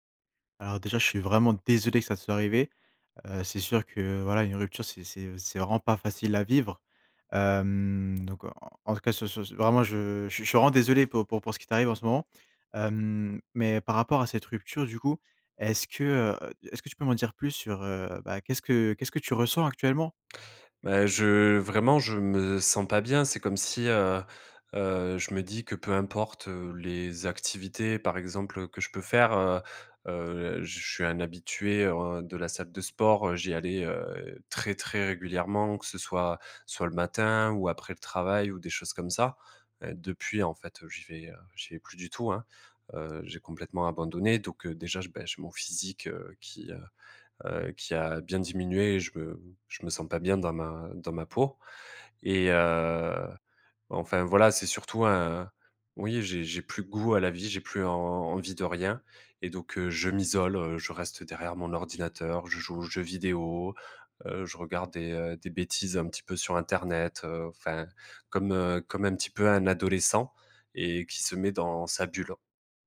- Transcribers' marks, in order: none
- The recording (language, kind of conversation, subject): French, advice, Comment vivez-vous la solitude et l’isolement social depuis votre séparation ?